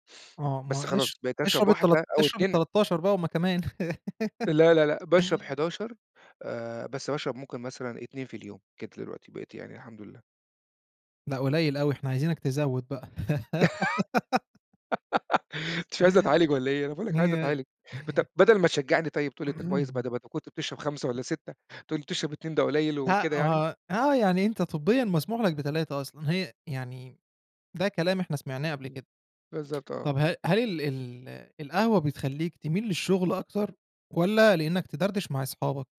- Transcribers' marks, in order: laugh; laugh; chuckle; throat clearing; tapping
- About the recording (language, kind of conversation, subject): Arabic, podcast, إيه تأثير القهوة عليك لما تشربها بعد الضهر؟